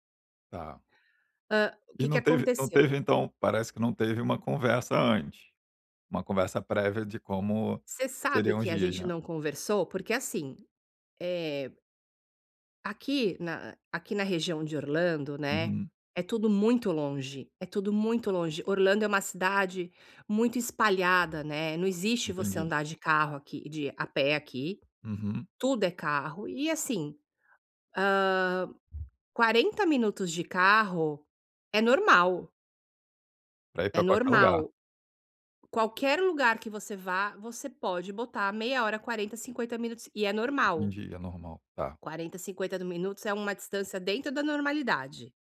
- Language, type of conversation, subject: Portuguese, advice, Como posso estabelecer limites com familiares próximos sem magoá-los?
- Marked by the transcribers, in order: other background noise; tapping